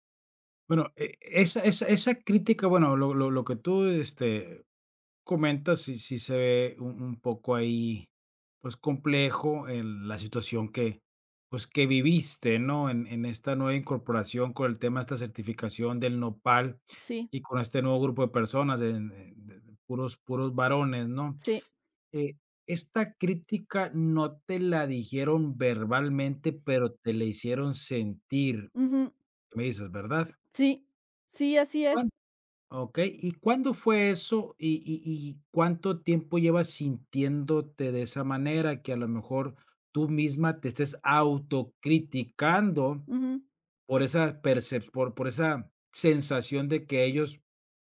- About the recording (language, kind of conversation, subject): Spanish, advice, ¿Cómo puedo dejar de paralizarme por la autocrítica y avanzar en mis proyectos?
- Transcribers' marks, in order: "dijeron" said as "dijieron"